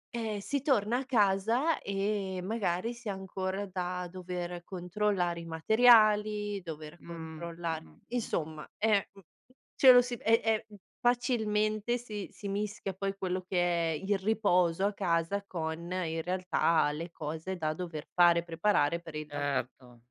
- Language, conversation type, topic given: Italian, podcast, Cosa fai per staccare dal lavoro una volta a casa?
- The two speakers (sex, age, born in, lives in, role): female, 30-34, Italy, Italy, guest; female, 55-59, Italy, Italy, host
- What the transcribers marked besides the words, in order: none